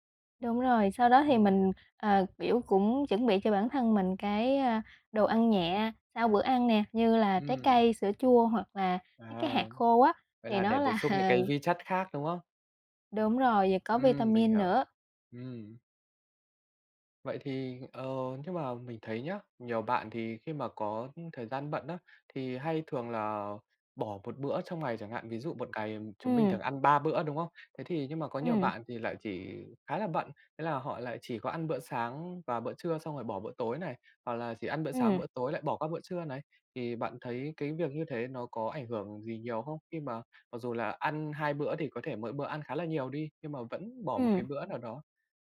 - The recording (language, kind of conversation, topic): Vietnamese, podcast, Làm sao để cân bằng chế độ ăn uống khi bạn bận rộn?
- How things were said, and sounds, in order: laughing while speaking: "là"